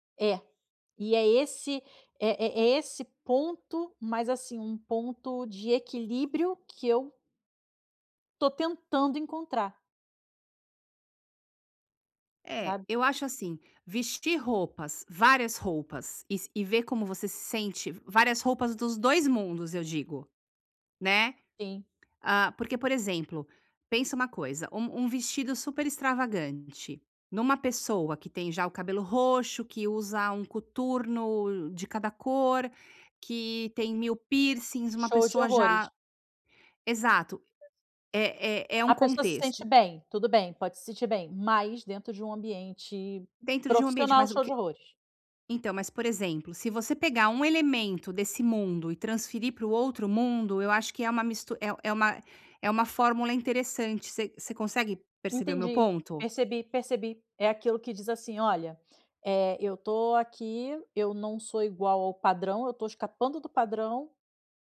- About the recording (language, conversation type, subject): Portuguese, advice, Como posso descobrir um estilo pessoal autêntico que seja realmente meu?
- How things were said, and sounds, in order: tapping